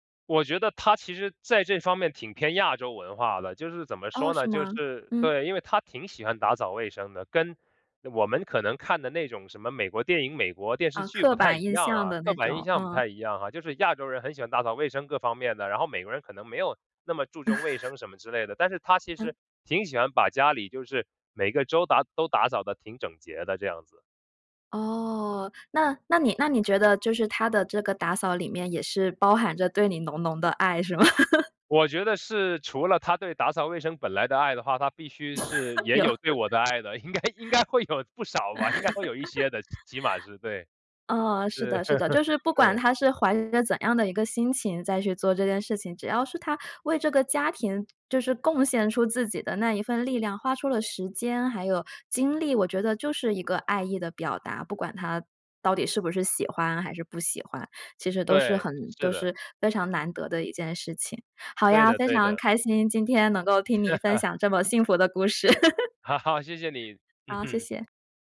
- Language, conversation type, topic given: Chinese, podcast, 你会把做家务当作表达爱的一种方式吗？
- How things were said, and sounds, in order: other background noise; laugh; laughing while speaking: "是吗？"; laugh; laugh; laughing while speaking: "有"; laugh; laughing while speaking: "应该 应该会有不少吧，应该会有一些的， 起码是，对。是"; laugh; joyful: "好呀，非常开心，今天能够听你分享这么幸福的"; laugh; laughing while speaking: "故事"; joyful: "好 好，谢谢你。嗯哼"; laugh